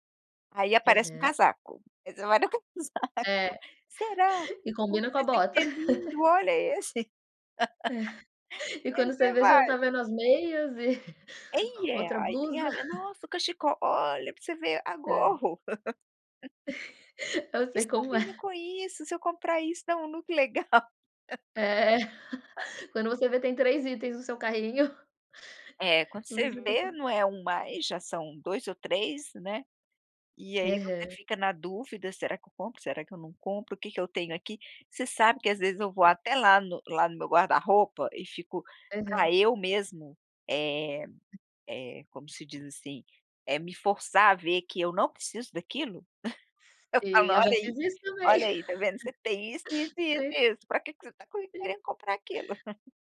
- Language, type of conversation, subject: Portuguese, podcast, Como você define um dia perfeito de descanso em casa?
- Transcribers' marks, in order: laughing while speaking: "aí você vai no casaco"; laugh; laugh; chuckle; laugh; chuckle; chuckle; laugh; tapping; in English: "look"; laugh; chuckle; laugh; chuckle